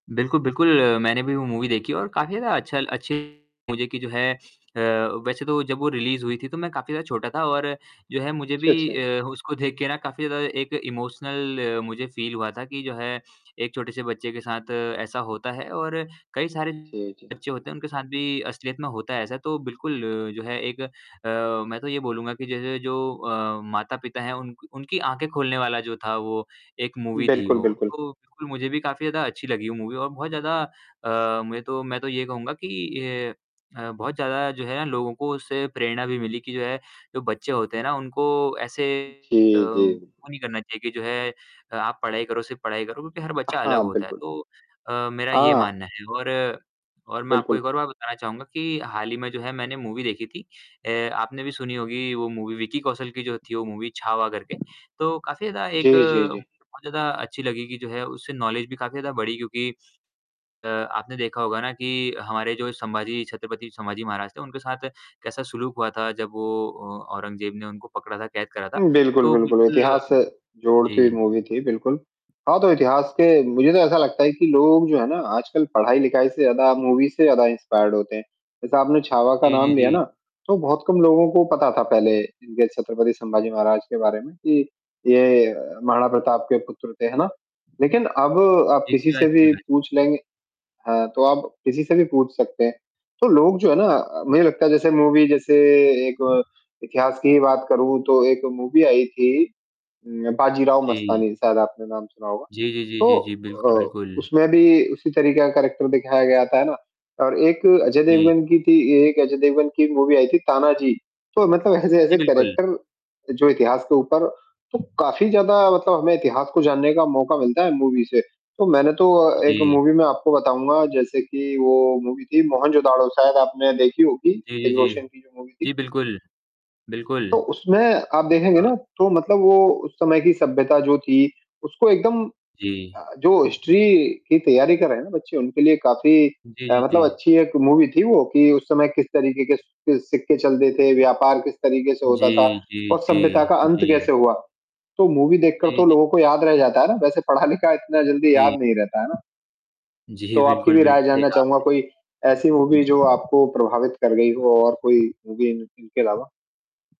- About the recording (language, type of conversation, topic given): Hindi, unstructured, आपकी पसंदीदा फिल्म आपको क्यों पसंद है?
- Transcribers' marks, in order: in English: "मूवी"; distorted speech; in English: "रिलीज़"; static; in English: "इमोशनल"; in English: "फ़ील"; in English: "मूवी"; in English: "मूवी"; unintelligible speech; in English: "मूवी"; horn; in English: "मूवी"; other background noise; in English: "मूवी"; in English: "नॉलेज"; in English: "मूवी"; unintelligible speech; in English: "मूवी"; in English: "इंस्पायर्ड"; in English: "मूवी"; in English: "मूवी"; in English: "करैक्टर"; in English: "मूवी"; laughing while speaking: "ऐसे-ऐसे"; in English: "करैक्टर"; in English: "मूवी"; in English: "मूवी"; in English: "मूवी"; in English: "मूवी"; mechanical hum; in English: "हिस्ट्री"; in English: "मूवी"; in English: "मूवी"; laughing while speaking: "पढ़ा-लिखा"; in English: "मूवी"; in English: "मूवी"